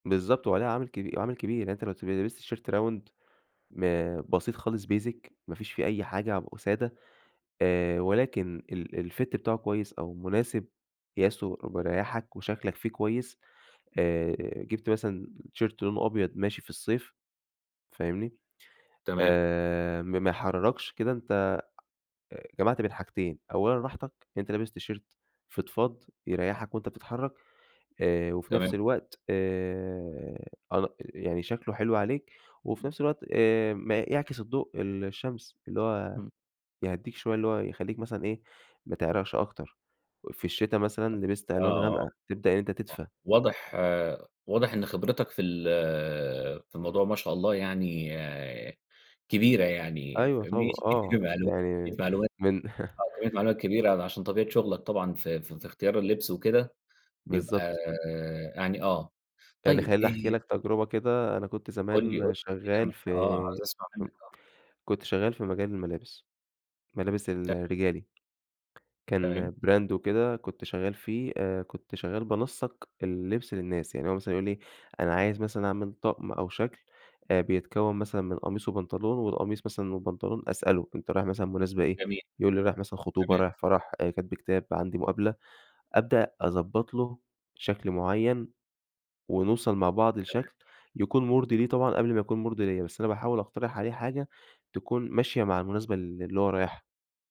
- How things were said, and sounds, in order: in English: "round"; in English: "basic"; in English: "الfit"; other background noise; tapping; chuckle; unintelligible speech; chuckle; unintelligible speech; in English: "brand"
- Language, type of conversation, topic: Arabic, podcast, إزاي توازن بين الراحة والأناقة في لبسك؟